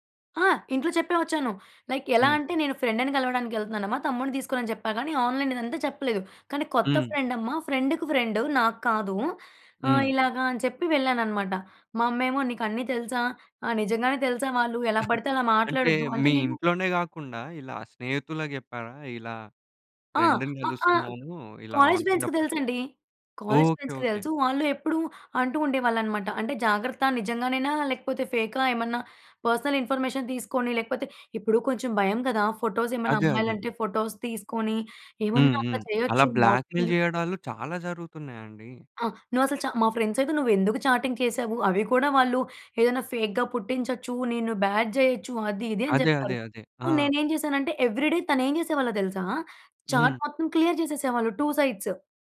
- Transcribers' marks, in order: in English: "లైక్"; in English: "ఫ్రెండ్‌ని"; in English: "ఆన్‍లైన్"; in English: "ఫ్రెండ్‌కి ఫ్రెండ్"; cough; in English: "ఫ్రెండ్‌ని"; in English: "కాలేజ్ ఫ్రెండ్స్‌కి"; in English: "ఆన్లైన్‌లో"; in English: "కాలేజ్ ఫ్రెండ్స్‌కి"; in English: "పర్సనల్ ఇన్ఫర్మేషన్"; in English: "ఫోటోస్"; in English: "ఫోటోస్"; in English: "బ్లాక్‌మెయిల్"; in English: "మార్ఫింగ్"; in English: "ఫ్రెండ్స్"; in English: "చాటింగ్"; in English: "ఫేక్‌గా"; in English: "బ్యాడ్"; in English: "సో"; in English: "ఎవ్రీడే"; in English: "చాట్"; in English: "క్లియర్"; in English: "టూ సైడ్స్"
- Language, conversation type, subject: Telugu, podcast, ఆన్‌లైన్‌లో పరిచయమైన మిత్రులను ప్రత్యక్షంగా కలవడానికి మీరు ఎలా సిద్ధమవుతారు?